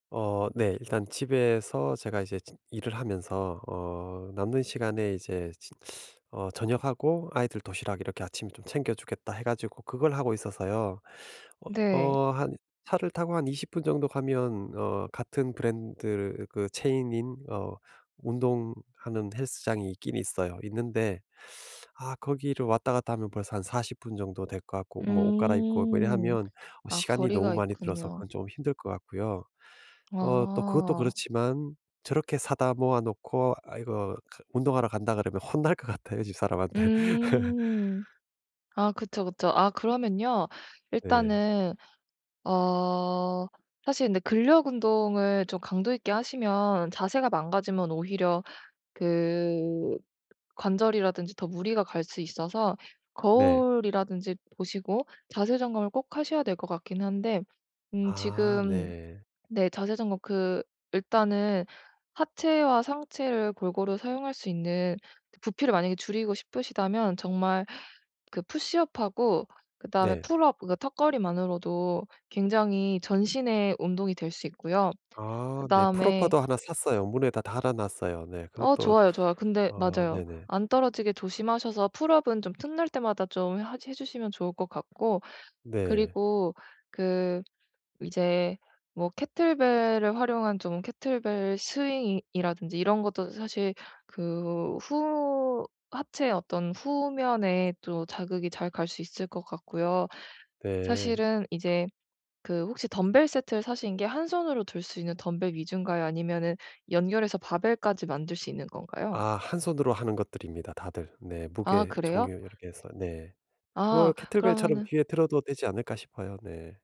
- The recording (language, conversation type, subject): Korean, advice, 꾸준한 운동 습관 만들기
- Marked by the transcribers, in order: tapping; laughing while speaking: "혼날 것 같아요 집사람한테"; laugh; other background noise